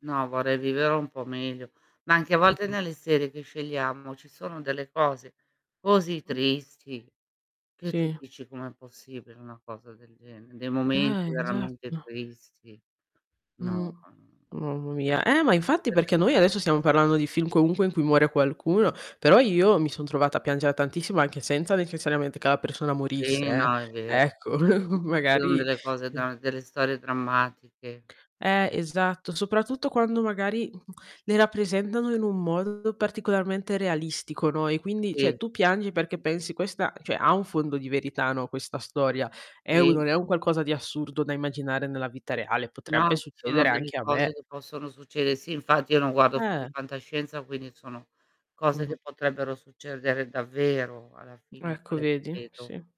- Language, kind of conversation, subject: Italian, unstructured, Come reagisci quando muore un personaggio che ami in una storia?
- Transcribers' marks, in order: other background noise; distorted speech; tapping; unintelligible speech; unintelligible speech; giggle; other noise